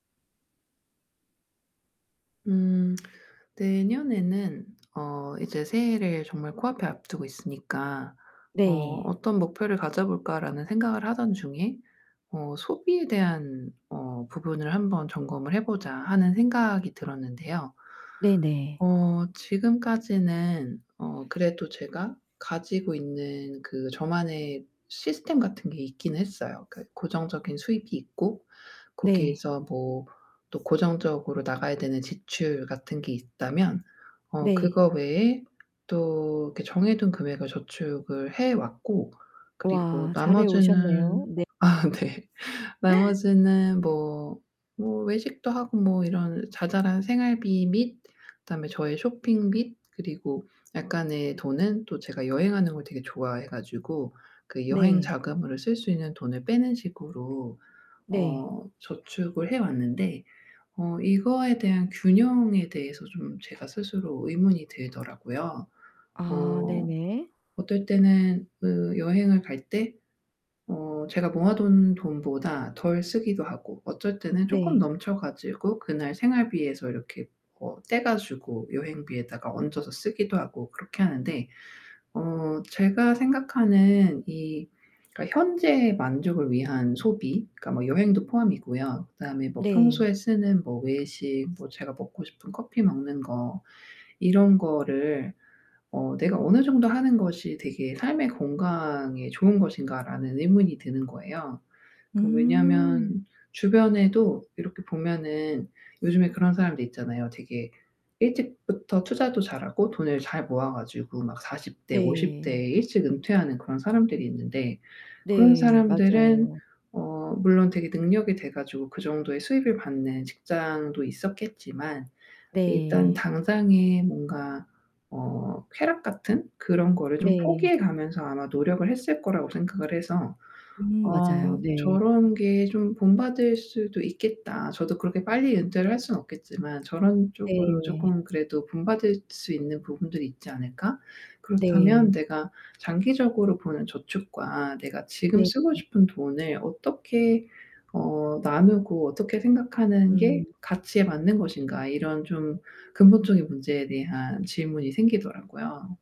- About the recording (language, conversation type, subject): Korean, advice, 단기적인 소비와 장기적인 저축의 균형을 어떻게 맞출 수 있을까요?
- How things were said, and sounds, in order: tapping; other background noise; laughing while speaking: "아 네"; distorted speech